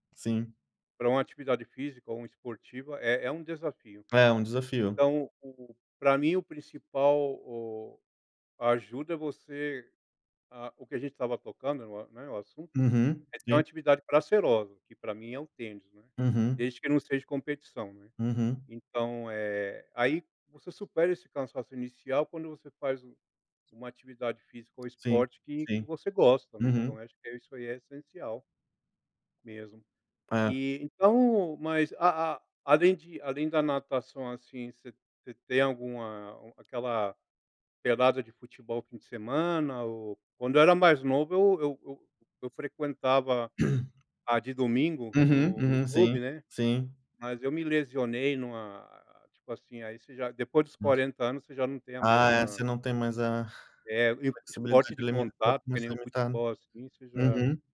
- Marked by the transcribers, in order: tapping; throat clearing; other background noise
- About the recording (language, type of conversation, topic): Portuguese, unstructured, Como o esporte ajuda a aliviar o estresse?